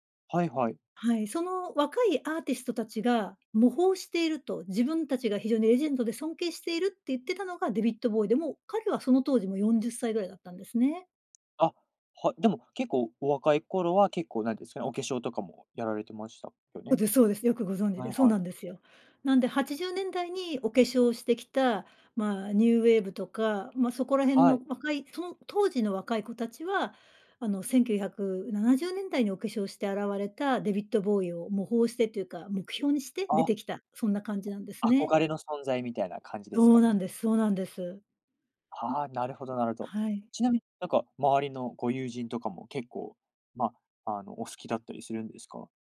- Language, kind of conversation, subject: Japanese, podcast, 自分の人生を表すプレイリストはどんな感じですか？
- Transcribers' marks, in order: tapping; other background noise